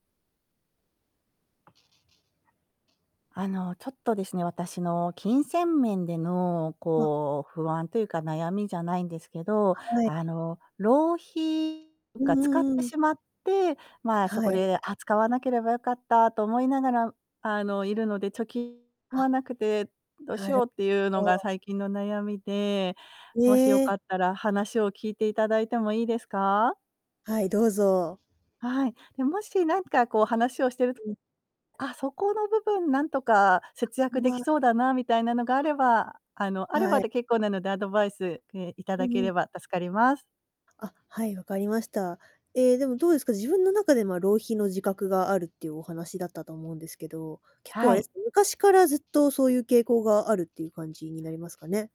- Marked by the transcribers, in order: other background noise; distorted speech
- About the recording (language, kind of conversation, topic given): Japanese, advice, 過去の浪費を思い出して自己嫌悪になり、貯金がうまく進まないときはどうすればいいですか？